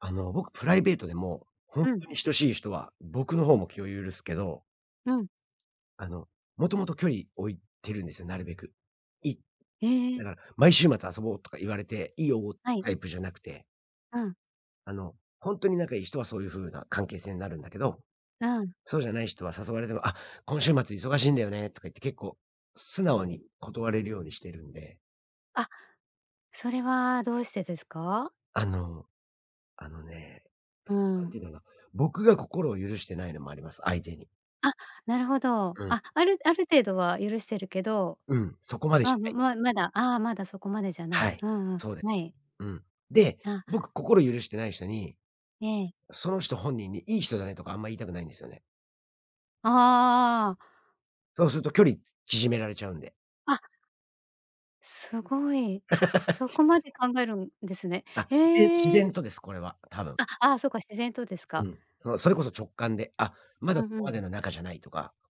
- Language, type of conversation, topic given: Japanese, podcast, 直感と理屈、普段どっちを優先する？
- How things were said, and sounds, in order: "親しい" said as "しとしい"; other noise; laugh; other background noise